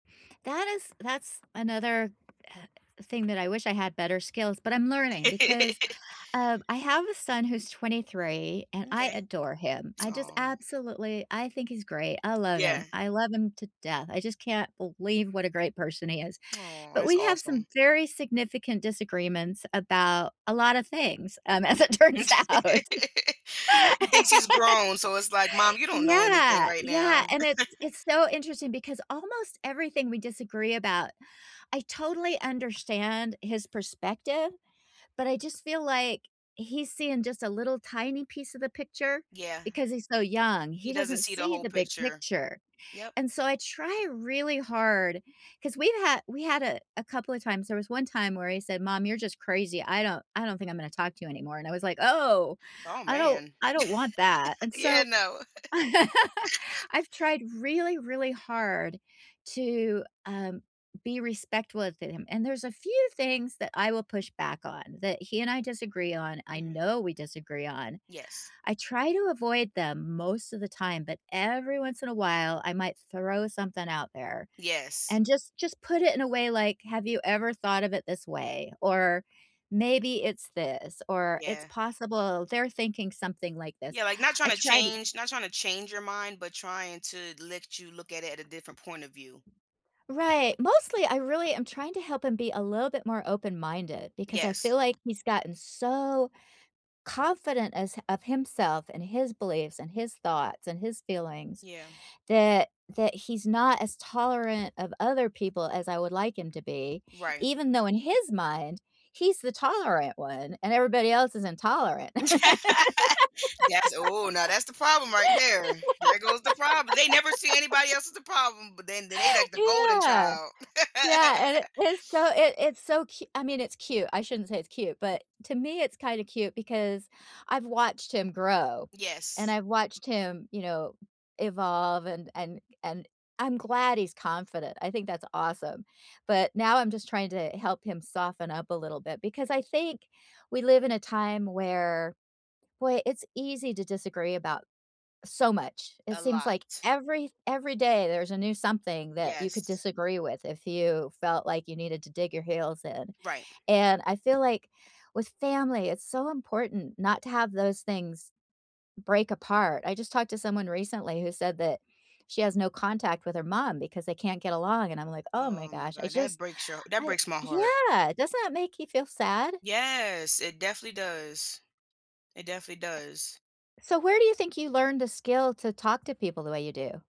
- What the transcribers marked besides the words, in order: tapping; laugh; laugh; laughing while speaking: "as it turns out"; laugh; laugh; laugh; laugh; stressed: "know"; laugh; laugh; laugh
- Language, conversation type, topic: English, unstructured, How do you handle disagreements with family without causing a fight?
- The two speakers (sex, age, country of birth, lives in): female, 25-29, United States, United States; female, 60-64, United States, United States